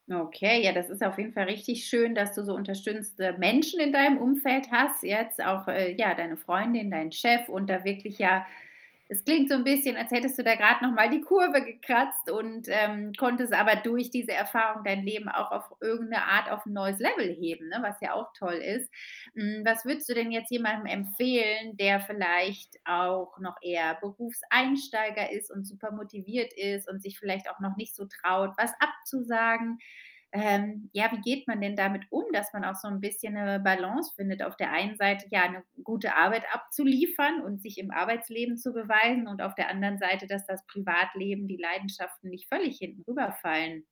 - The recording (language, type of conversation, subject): German, podcast, Wie wichtig ist dir eine gute Balance zwischen Job und Leidenschaft?
- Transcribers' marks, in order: "unterstützende" said as "unterstünzte"; other background noise